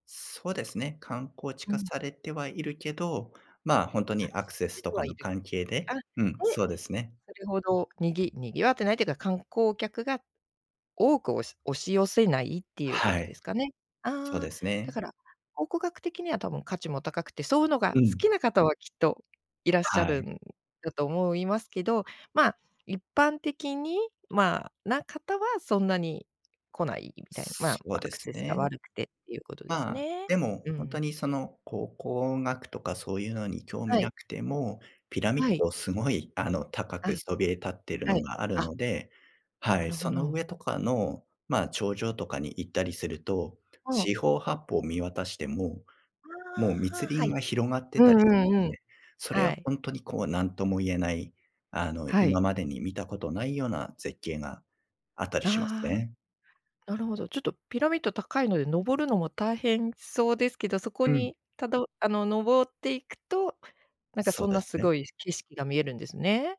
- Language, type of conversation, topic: Japanese, podcast, 旅で見つけた秘密の場所について話してくれますか？
- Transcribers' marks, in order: none